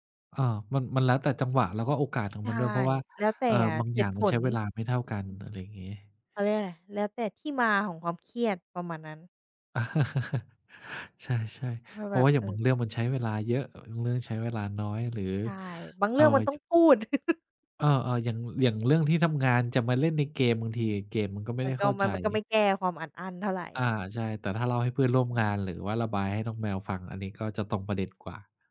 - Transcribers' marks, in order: chuckle; chuckle
- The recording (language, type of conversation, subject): Thai, podcast, มีวิธีไหนช่วยจัดการกับความเครียดที่ได้ผลบ้าง